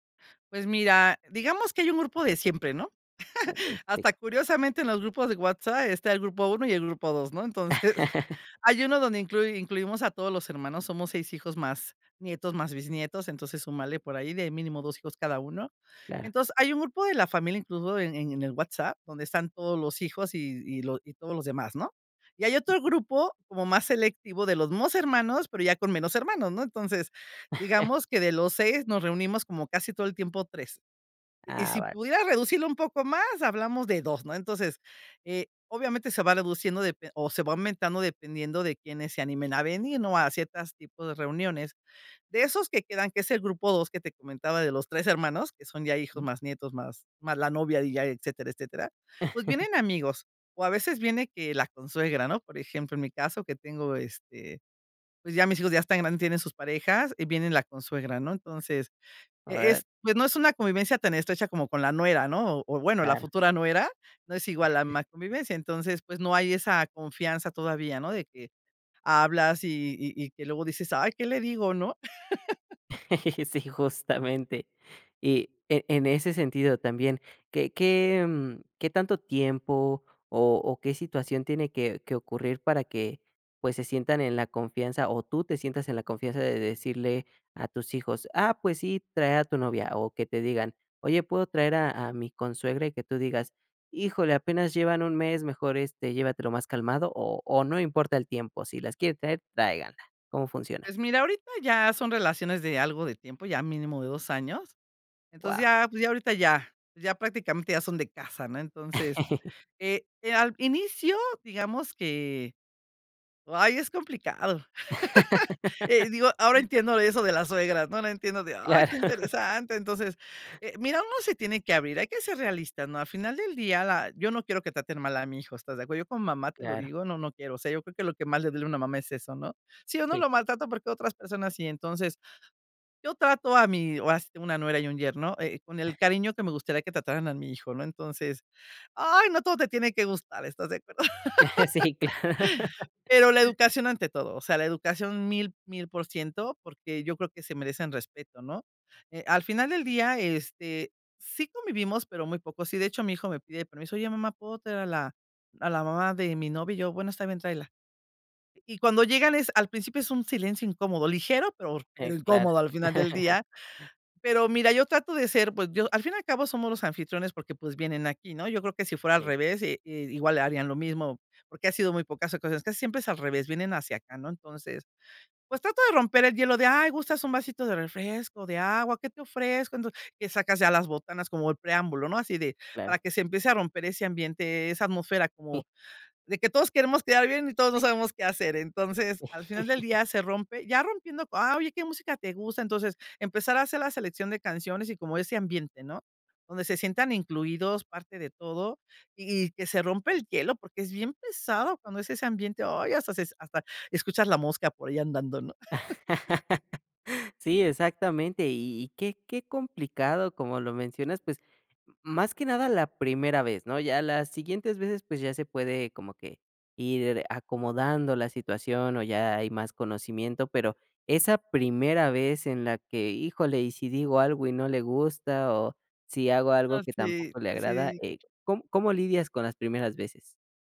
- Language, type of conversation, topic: Spanish, podcast, ¿Qué trucos usas para que todos se sientan incluidos en la mesa?
- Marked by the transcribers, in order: chuckle; chuckle; other noise; chuckle; chuckle; chuckle; chuckle; chuckle; chuckle; laugh; laughing while speaking: "Claro"; chuckle; chuckle; laughing while speaking: "Eh, sí, claro"; other background noise; chuckle; chuckle; laugh; chuckle